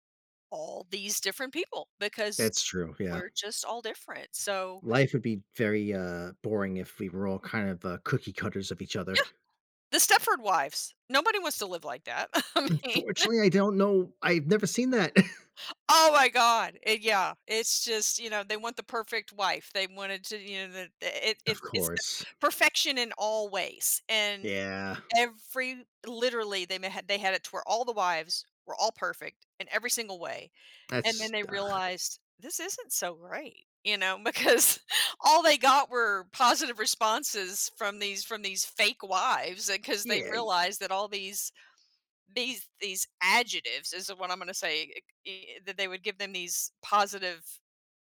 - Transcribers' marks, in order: laughing while speaking: "I mean"; chuckle; laughing while speaking: "because"
- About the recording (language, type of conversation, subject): English, unstructured, Does talking about feelings help mental health?
- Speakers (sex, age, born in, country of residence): female, 55-59, United States, United States; male, 40-44, United States, United States